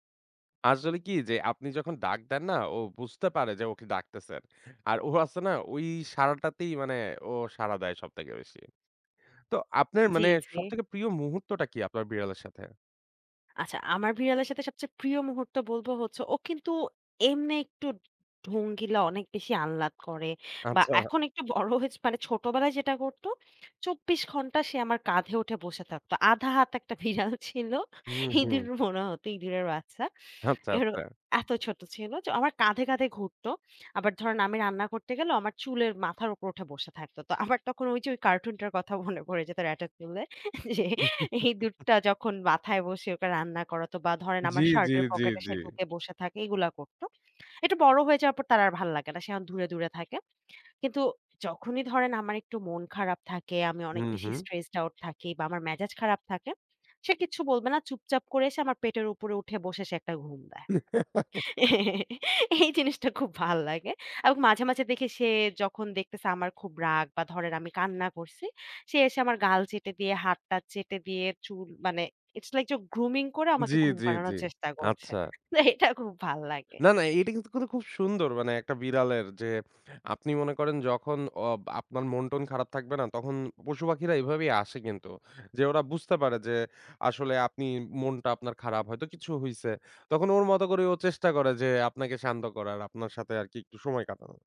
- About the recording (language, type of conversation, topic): Bengali, podcast, কাজ শেষে ঘরে ফিরে শান্ত হতে আপনি কী করেন?
- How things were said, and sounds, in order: laughing while speaking: "আধা হাত এক টা ভিড়াল ছিল। ইঁদুর মনে হতো ইঁদুরের বাচ্চা"; giggle; "এখন" said as "এঅন"; in English: "stressed out"; giggle; laugh; laughing while speaking: "এই জিনিসটা খুব ভাল লাগে"; in English: "It's like"; in English: "grooming"; laughing while speaking: "তে এটা খুব ভাল লাগে"; unintelligible speech; blowing